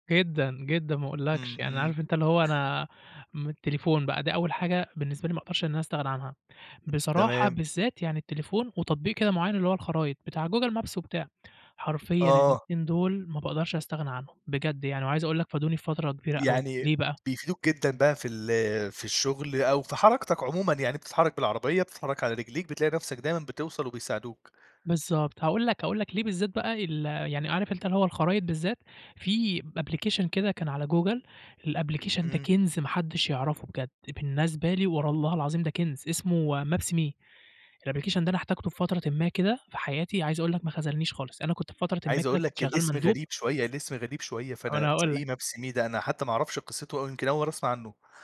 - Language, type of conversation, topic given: Arabic, podcast, إيه أبسط أدوات التكنولوجيا اللي ما تقدرش تستغنى عنها؟
- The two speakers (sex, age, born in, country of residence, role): male, 20-24, Egypt, Egypt, guest; male, 25-29, Egypt, Egypt, host
- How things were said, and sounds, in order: tapping; in English: "أبليكشن"; in English: "الأبلكيشن"; in English: "الأبلكيشن"; tsk